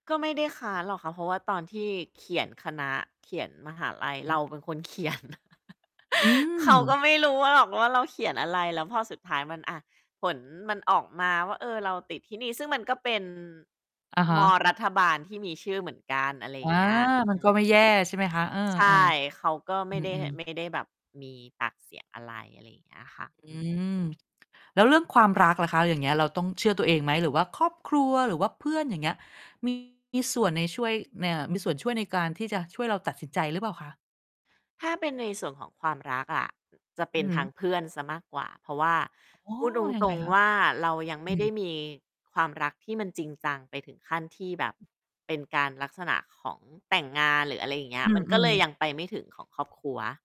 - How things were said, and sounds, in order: distorted speech; chuckle
- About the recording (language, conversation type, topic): Thai, podcast, เลือกทางเดินชีวิต คุณฟังคนอื่นหรือฟังตัวเองมากกว่ากัน?